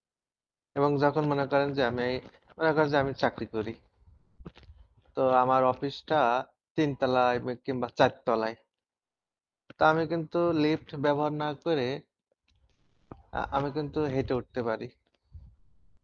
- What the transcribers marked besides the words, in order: distorted speech; other background noise; horn
- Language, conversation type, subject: Bengali, unstructured, আপনি কি প্রতিদিন হাঁটার চেষ্টা করেন, আর কেন করেন বা কেন করেন না?